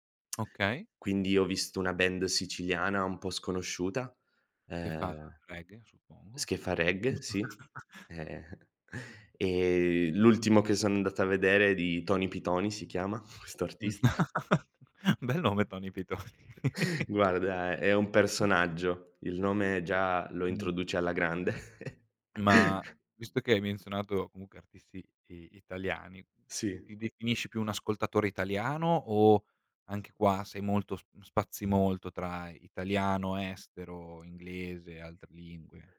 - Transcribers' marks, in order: laugh; laughing while speaking: "Ehm"; laugh; laughing while speaking: "questo artista"; chuckle; laughing while speaking: "Pitony"; chuckle; chuckle; tapping
- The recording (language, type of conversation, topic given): Italian, podcast, Come il tuo ambiente familiare ha influenzato il tuo gusto musicale?